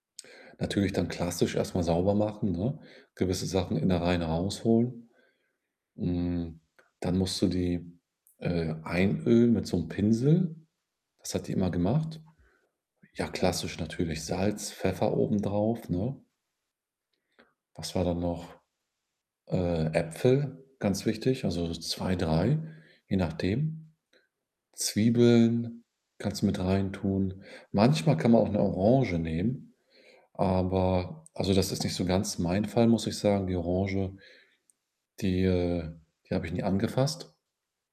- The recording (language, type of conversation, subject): German, podcast, Welche Speise verbindet dich am stärksten mit deiner Familie?
- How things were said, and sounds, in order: other background noise